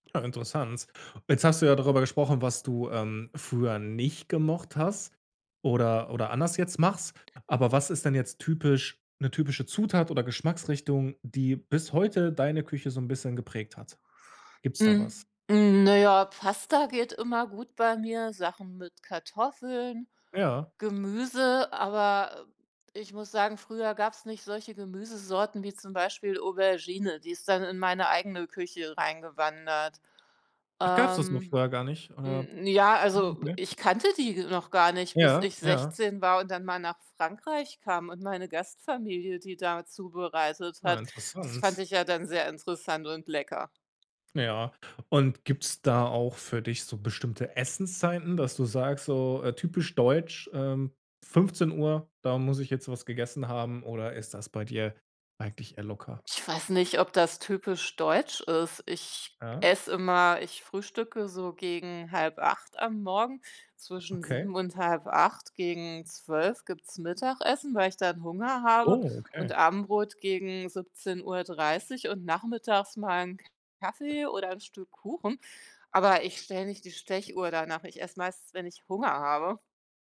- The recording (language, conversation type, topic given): German, podcast, Wie prägt deine Herkunft deine Essgewohnheiten?
- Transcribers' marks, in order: tapping; other background noise